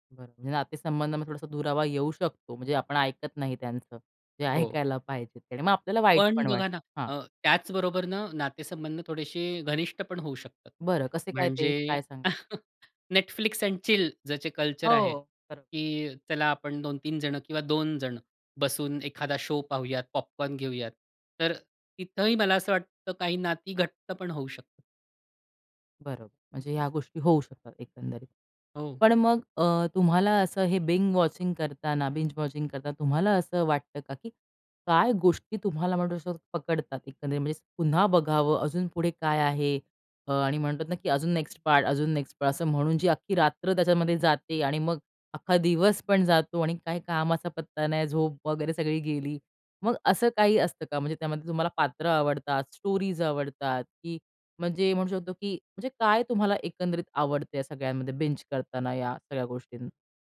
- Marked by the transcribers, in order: laughing while speaking: "ऐकायला"; chuckle; in English: "एंड चिल"; in English: "शो"; in English: "बिंग वॉचिंग"; in English: "बिंज वॉचिंग"; tapping; in English: "स्टोरीज"; in English: "बिंज"
- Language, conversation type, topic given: Marathi, podcast, बिंज-वॉचिंग बद्दल तुमचा अनुभव कसा आहे?